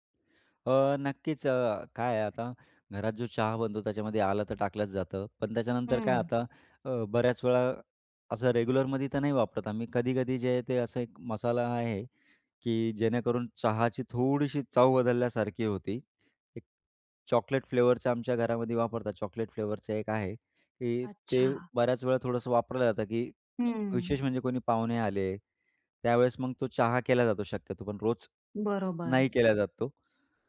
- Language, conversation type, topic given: Marathi, podcast, सकाळी तुम्ही चहा घ्यायला पसंत करता की कॉफी, आणि का?
- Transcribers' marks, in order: in English: "रेग्युलरमध्ये"; in English: "चॉकलेट फ्लेवरचं"; in English: "चॉकलेट फ्लेवरचं"